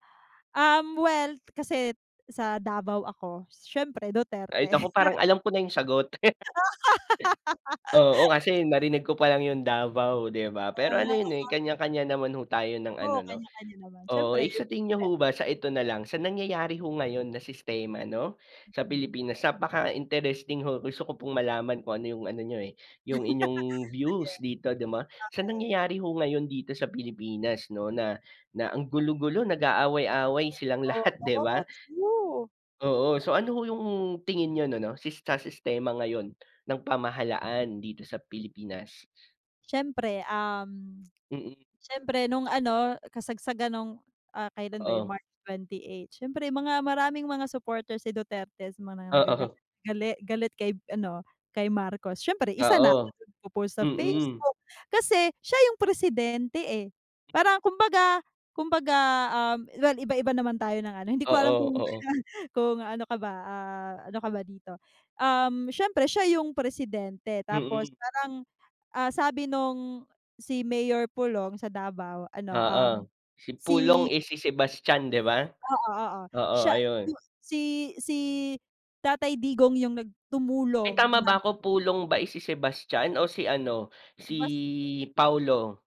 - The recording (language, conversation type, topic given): Filipino, unstructured, Ano ang pananaw mo sa sistema ng pamahalaan sa Pilipinas?
- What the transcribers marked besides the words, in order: chuckle; tapping; unintelligible speech; laugh; "'di ba" said as "dima"; lip smack; giggle